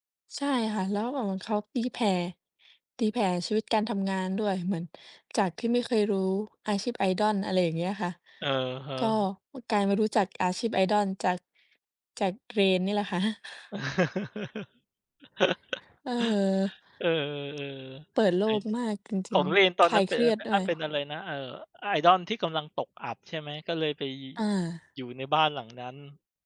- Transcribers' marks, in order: chuckle; tapping; other background noise; background speech
- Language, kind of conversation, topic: Thai, unstructured, คุณคิดว่างานอดิเรกช่วยลดความเครียดได้จริงไหม?